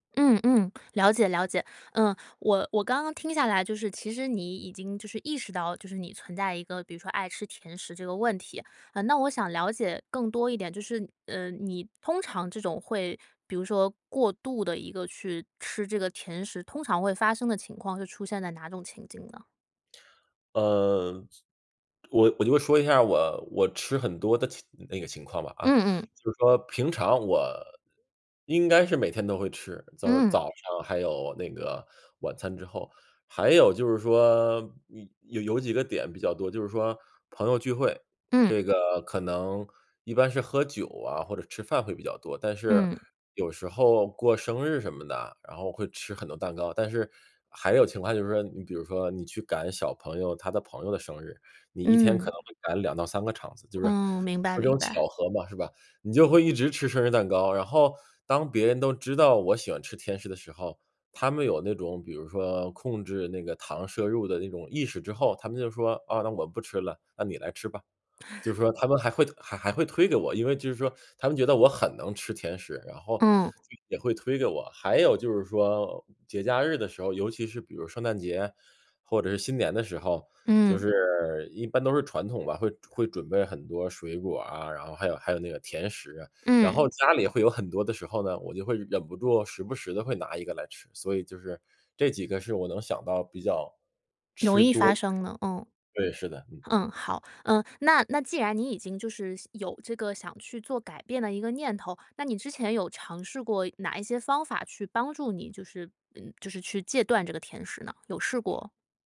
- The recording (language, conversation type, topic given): Chinese, advice, 我想改掉坏习惯却总是反复复发，该怎么办？
- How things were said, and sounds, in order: tapping